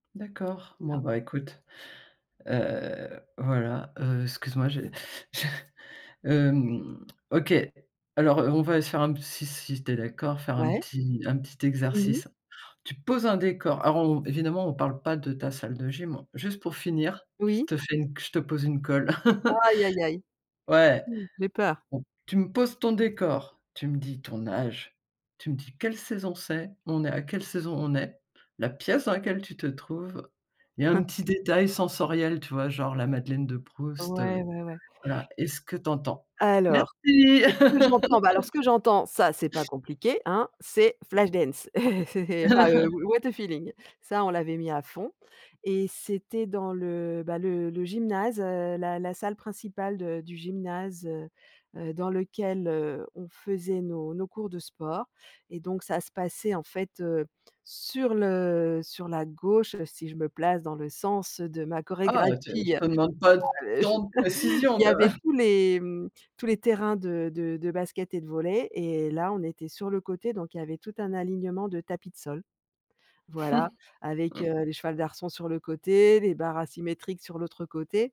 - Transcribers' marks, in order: chuckle; laugh; background speech; laugh; sniff; other background noise; laugh; chuckle; laughing while speaking: "même !"; chuckle
- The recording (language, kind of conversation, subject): French, podcast, Te souviens-tu d’une chanson qui te ramène directement à ton enfance ?